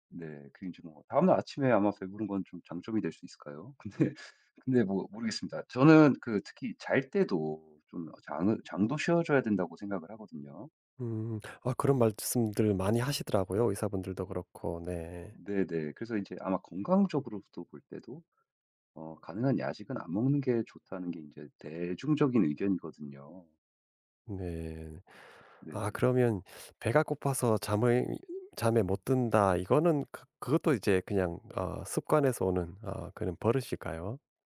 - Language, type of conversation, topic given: Korean, advice, 잠들기 전에 스크린을 보거나 야식을 먹는 습관을 어떻게 고칠 수 있을까요?
- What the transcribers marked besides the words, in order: laughing while speaking: "근데"; tapping; other background noise